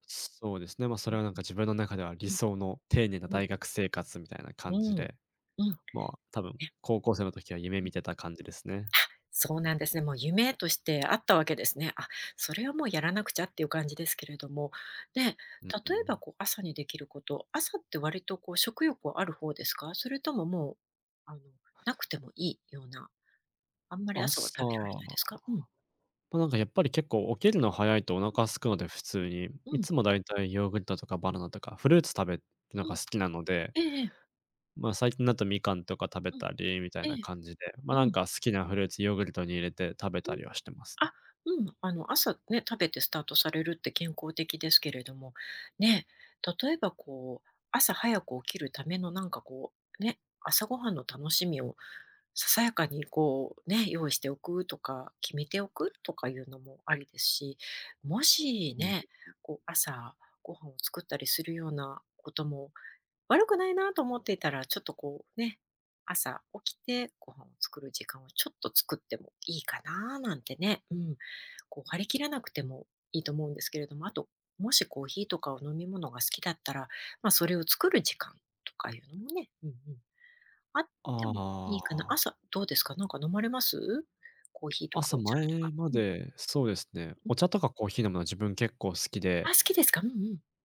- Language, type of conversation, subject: Japanese, advice, 朝のルーティンが整わず一日中だらけるのを改善するにはどうすればよいですか？
- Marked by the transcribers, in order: other noise; other background noise; unintelligible speech